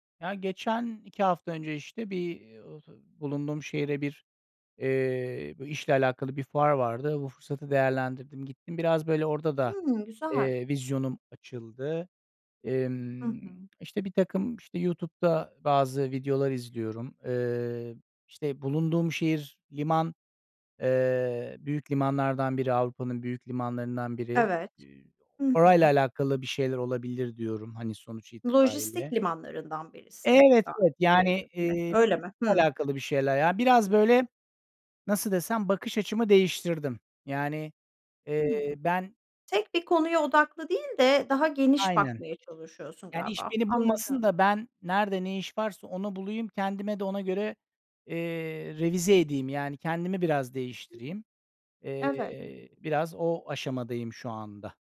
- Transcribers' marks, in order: tapping; unintelligible speech; other background noise; unintelligible speech
- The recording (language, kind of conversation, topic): Turkish, podcast, Kendini geliştirmek için neler yapıyorsun?